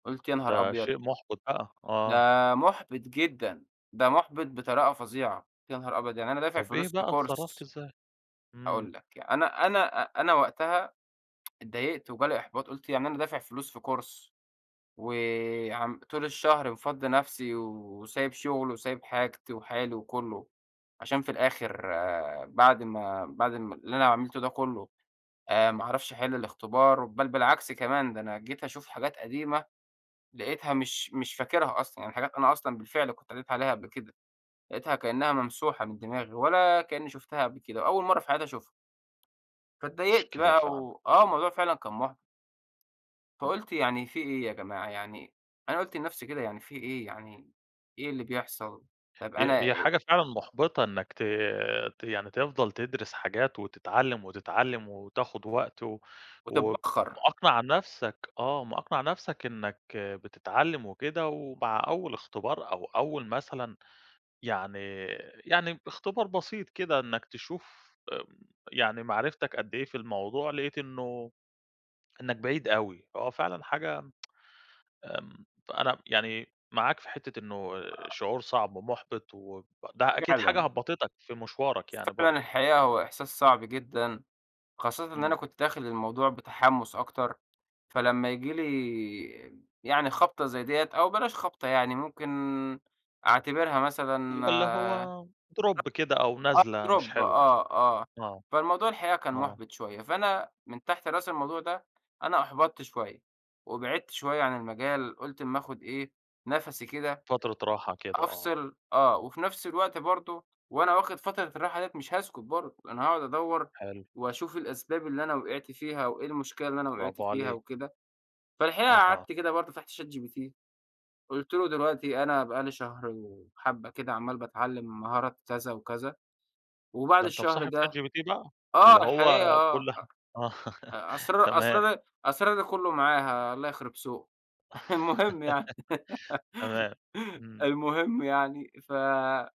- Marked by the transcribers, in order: in English: "course"; tsk; in English: "course"; tapping; tsk; other noise; unintelligible speech; in English: "drop"; in English: "drop"; laugh; laugh; laughing while speaking: "المهم يعني. المهم يعني، ف"; laugh
- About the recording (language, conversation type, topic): Arabic, podcast, إيه أكتر الأخطاء اللي الناس بتقع فيها وهي بتتعلم مهارة جديدة؟